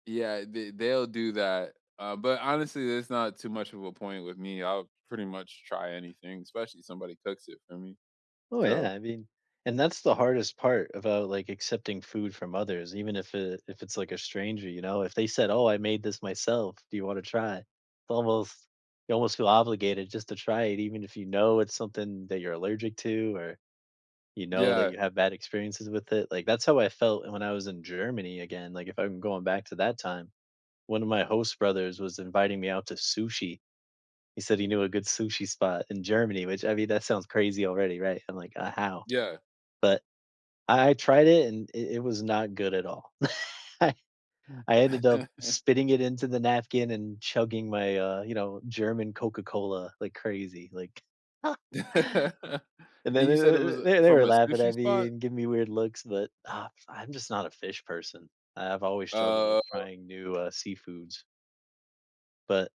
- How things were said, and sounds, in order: chuckle; laughing while speaking: "I"; laugh; other background noise
- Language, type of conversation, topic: English, unstructured, What is the grossest thing you have eaten just to be polite?
- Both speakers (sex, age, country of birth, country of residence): male, 25-29, United States, United States; male, 25-29, United States, United States